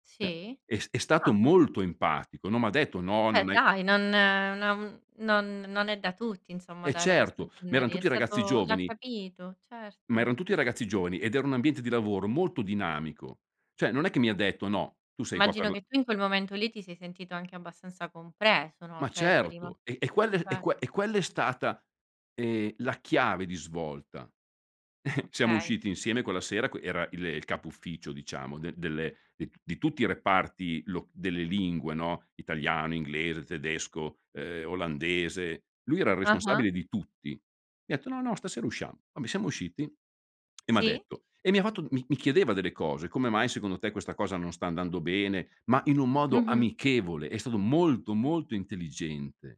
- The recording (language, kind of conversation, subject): Italian, podcast, Come gestisci il burnout o lo stress lavorativo?
- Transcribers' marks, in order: unintelligible speech; chuckle; "detto" said as "etto"